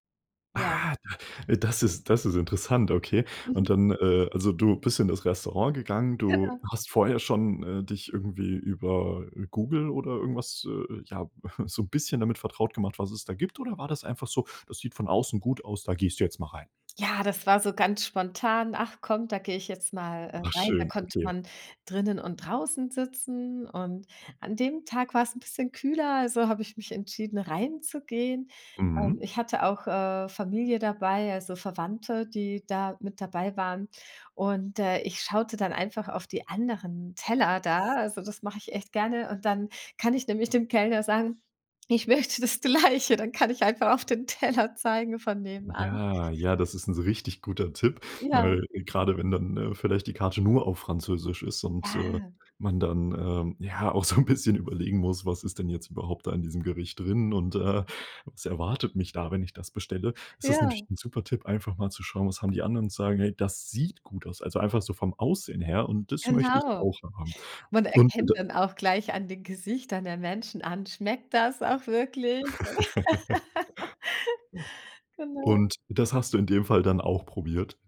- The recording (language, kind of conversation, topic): German, podcast, Wie beeinflussen Reisen deinen Geschmackssinn?
- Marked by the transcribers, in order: chuckle; laughing while speaking: "das Gleiche"; laughing while speaking: "Teller"; other background noise; laughing while speaking: "so 'n"; laugh; other noise; laugh